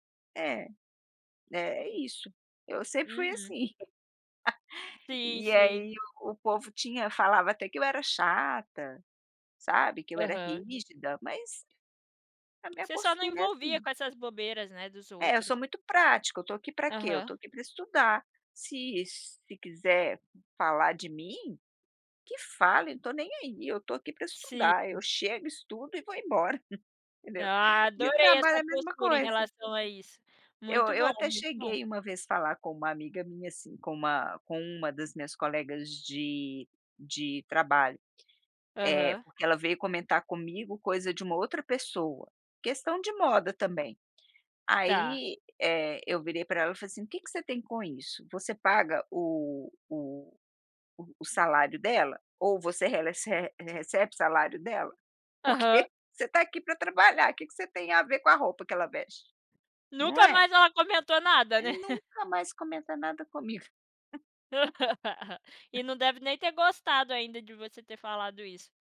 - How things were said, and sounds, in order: laugh; chuckle; laugh; laugh; other noise
- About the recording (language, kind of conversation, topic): Portuguese, podcast, Como lidar com opiniões dos outros sobre seu estilo?